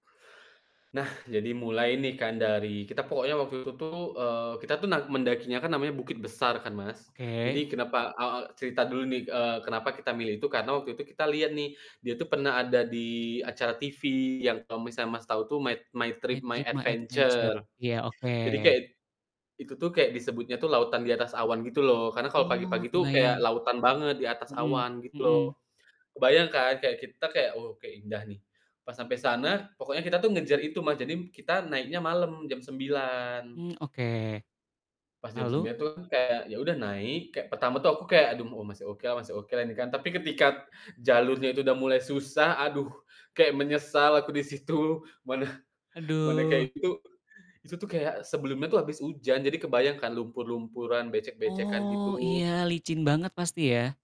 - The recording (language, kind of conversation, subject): Indonesian, podcast, Apakah lebih penting mencapai tujuan atau menikmati prosesnya?
- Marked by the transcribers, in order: static; distorted speech; laughing while speaking: "situ"